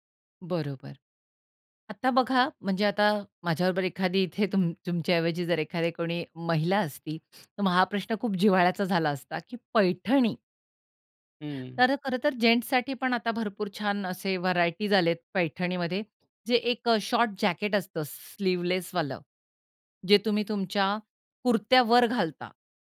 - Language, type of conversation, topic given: Marathi, podcast, फॅशनसाठी तुम्हाला प्रेरणा कुठून मिळते?
- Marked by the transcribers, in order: chuckle; tapping; in English: "जेन्ट्ससाठी"; in English: "व्हरायटीज"; in English: "स्लीवलेसवालं"